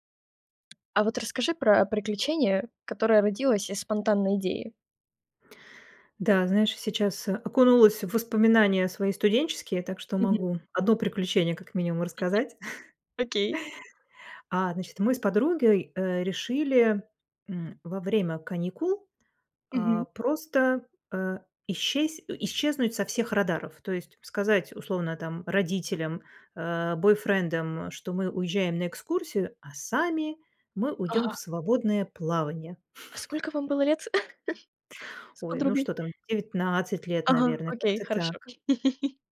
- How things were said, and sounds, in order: tapping; chuckle; chuckle; chuckle
- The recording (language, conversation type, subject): Russian, podcast, Каким было ваше приключение, которое началось со спонтанной идеи?